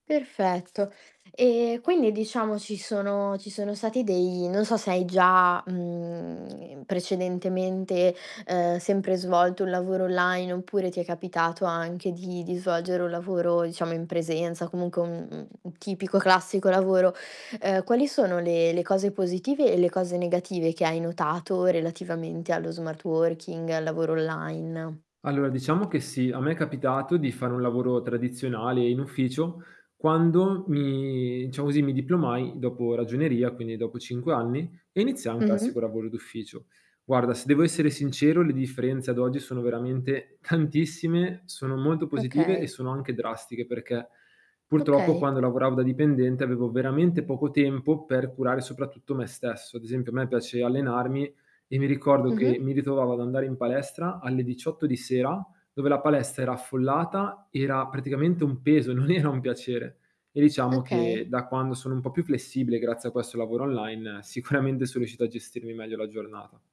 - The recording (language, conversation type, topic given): Italian, podcast, Com’è l’equilibrio tra lavoro e vita privata dove vivi?
- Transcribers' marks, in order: other background noise; static; tapping; "diciamo" said as "ciamo"; laughing while speaking: "tantissime"; laughing while speaking: "era"; laughing while speaking: "sicuramente"